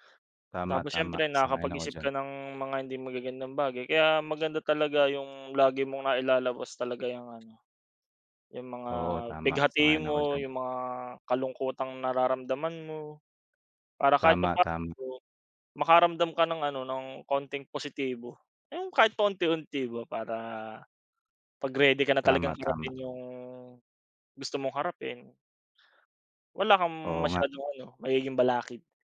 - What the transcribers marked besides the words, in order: other background noise; tapping
- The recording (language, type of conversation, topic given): Filipino, unstructured, Paano mo hinaharap ang pagkabigo?